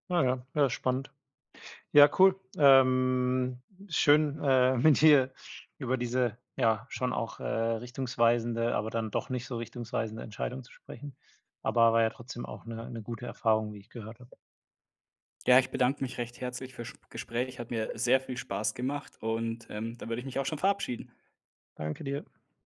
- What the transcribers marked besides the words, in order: drawn out: "Ähm"; laughing while speaking: "mit dir"
- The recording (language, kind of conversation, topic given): German, podcast, Wann hast du zum ersten Mal wirklich eine Entscheidung für dich selbst getroffen?